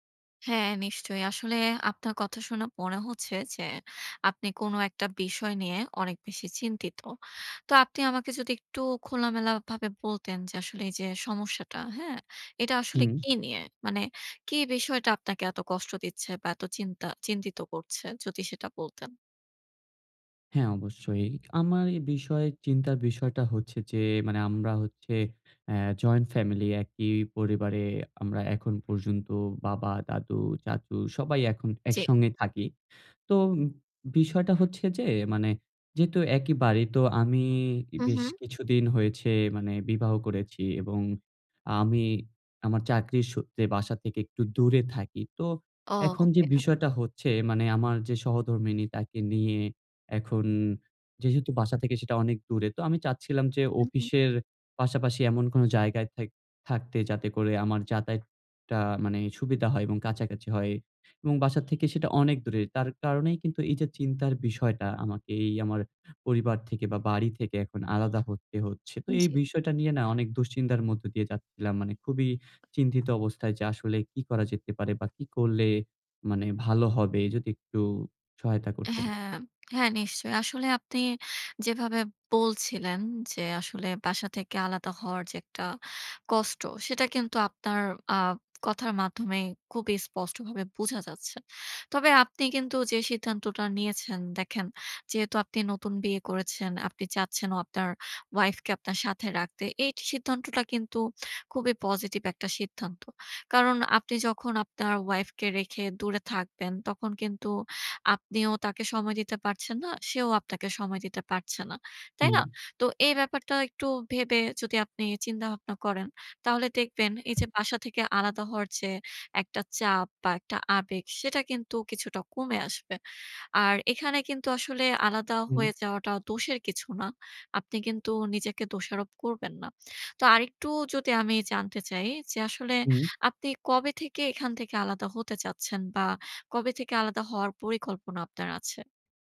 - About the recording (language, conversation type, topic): Bengali, advice, একই বাড়িতে থাকতে থাকতেই আলাদা হওয়ার সময় আপনি কী ধরনের আবেগীয় চাপ অনুভব করছেন?
- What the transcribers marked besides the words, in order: other background noise; tapping; "জি" said as "চি"